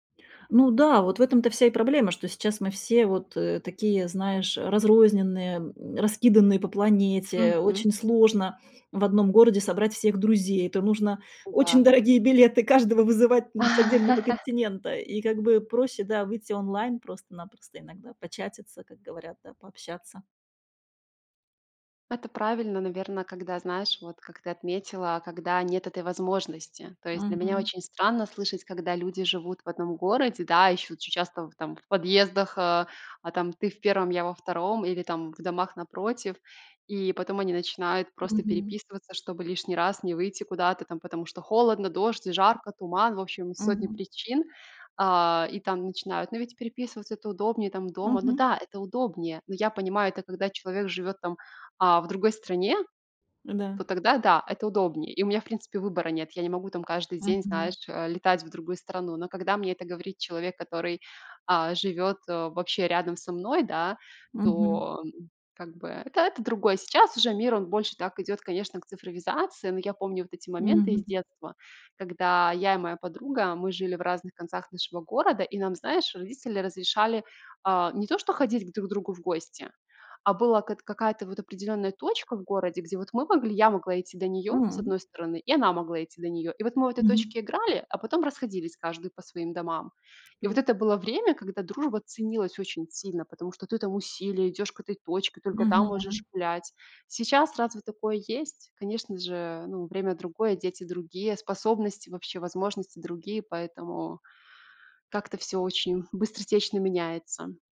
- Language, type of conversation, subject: Russian, podcast, Как ты обычно берёшь паузу от социальных сетей?
- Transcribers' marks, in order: chuckle; tapping; unintelligible speech